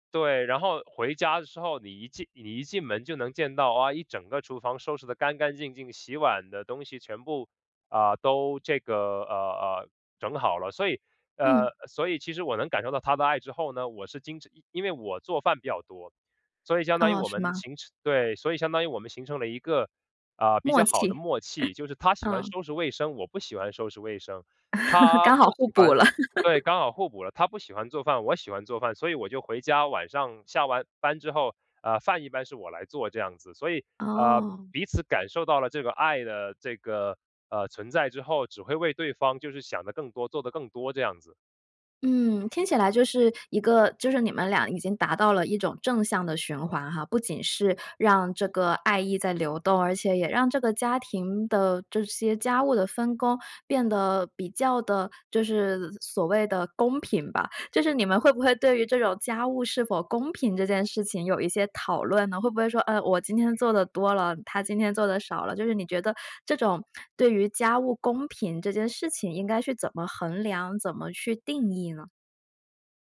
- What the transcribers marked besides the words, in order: other noise; laugh; laugh; laughing while speaking: "公平吧"
- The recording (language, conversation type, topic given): Chinese, podcast, 你会把做家务当作表达爱的一种方式吗？